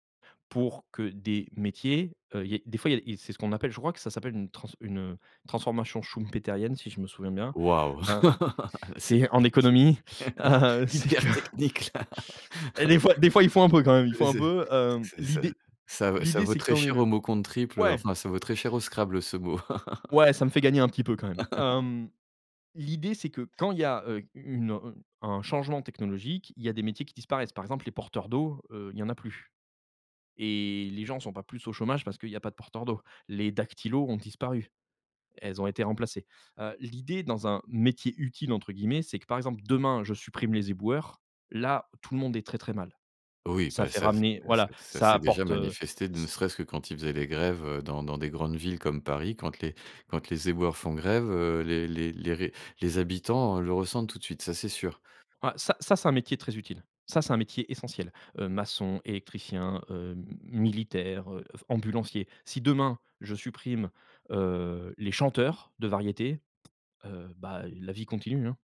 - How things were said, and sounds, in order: laugh; unintelligible speech; chuckle; laughing while speaking: "hyper technique là !"; chuckle; chuckle
- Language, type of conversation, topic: French, podcast, Comment intègres-tu le sens et l’argent dans tes choix ?